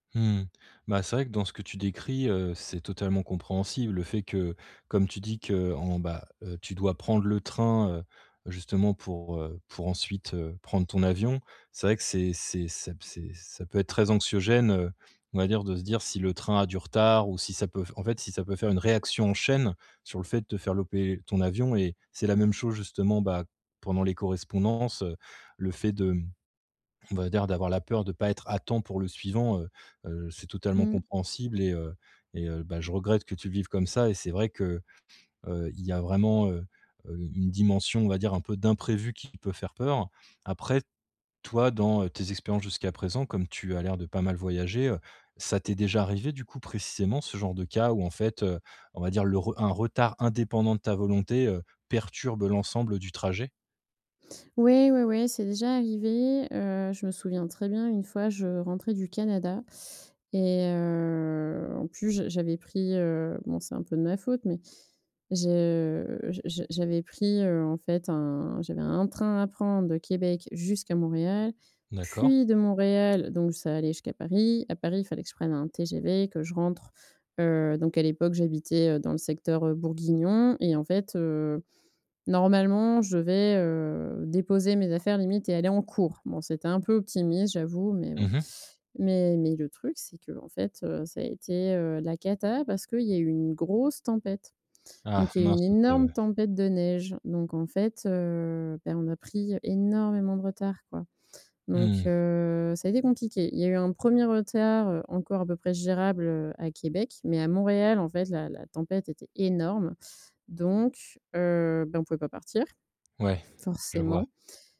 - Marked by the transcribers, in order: other background noise; stressed: "chaîne"; "louper" said as "loper"; stressed: "à temps"; stressed: "d'imprévu"; drawn out: "heu"; drawn out: "je"; stressed: "puis"; stressed: "grosse"; stressed: "énorme"; stressed: "énormément"; stressed: "énorme"
- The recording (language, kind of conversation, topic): French, advice, Comment réduire mon anxiété lorsque je me déplace pour des vacances ou des sorties ?